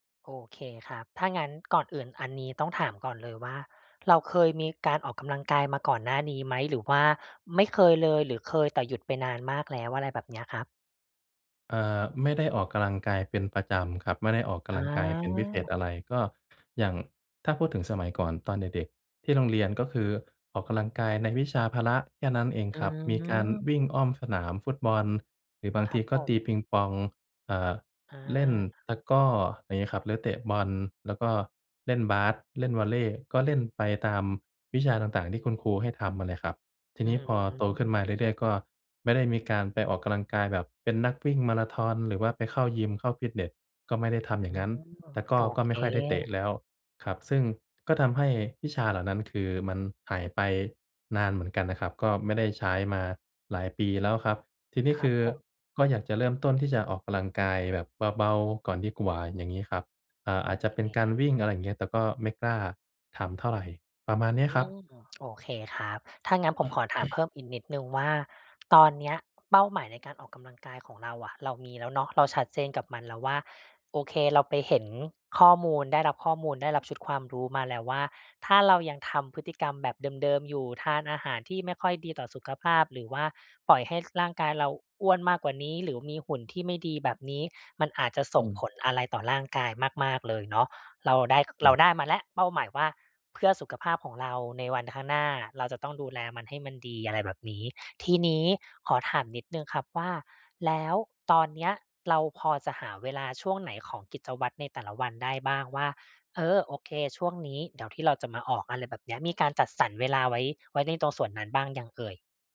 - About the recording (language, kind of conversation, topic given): Thai, advice, ถ้าฉันกลัวที่จะเริ่มออกกำลังกายและไม่รู้จะเริ่มอย่างไร ควรเริ่มแบบไหนดี?
- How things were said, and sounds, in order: lip smack; throat clearing